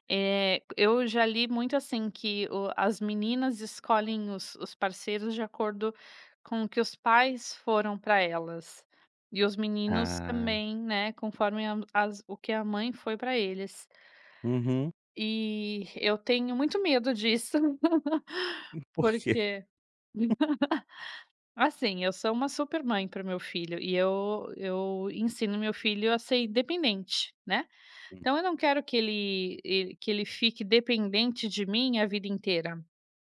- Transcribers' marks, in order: tapping; laugh; chuckle
- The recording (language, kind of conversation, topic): Portuguese, podcast, Como você equilibra o trabalho e o tempo com os filhos?